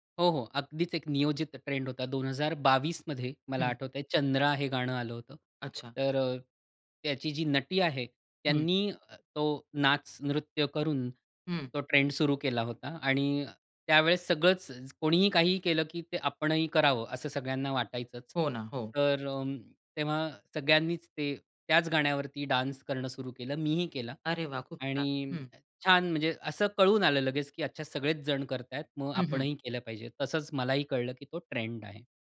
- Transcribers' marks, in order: in English: "डान्स"
- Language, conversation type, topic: Marathi, podcast, सोशल माध्यमांवर एखादा ट्रेंड झपाट्याने व्हायरल होण्यामागचं रहस्य तुमच्या मते काय असतं?